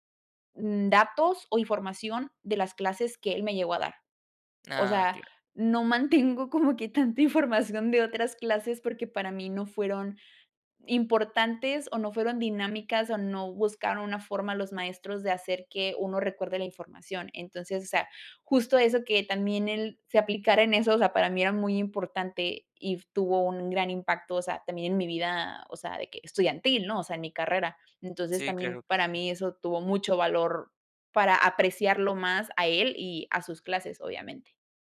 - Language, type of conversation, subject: Spanish, podcast, ¿Cuál fue una clase que te cambió la vida y por qué?
- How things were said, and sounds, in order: laughing while speaking: "no mantengo como que tanta información de otras clases"